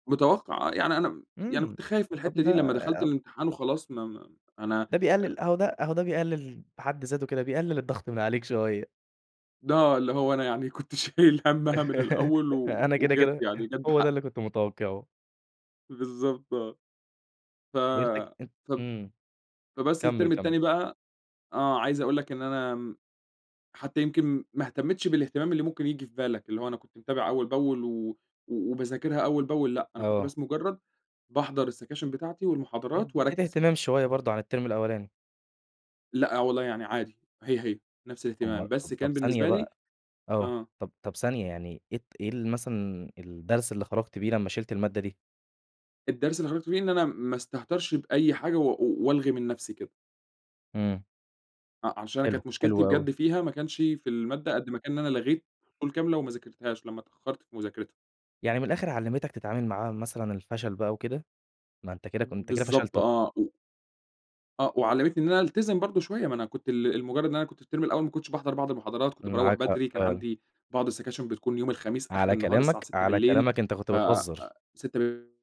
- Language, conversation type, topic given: Arabic, podcast, إمتى حصل معاك إنك حسّيت بخوف كبير وده خلّاك تغيّر حياتك؟
- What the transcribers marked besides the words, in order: other background noise; tapping; laughing while speaking: "كنت شايل همّها"; laugh; in English: "الترم"; in English: "السكاشن"; in English: "الترم"; unintelligible speech; in English: "السكاشن"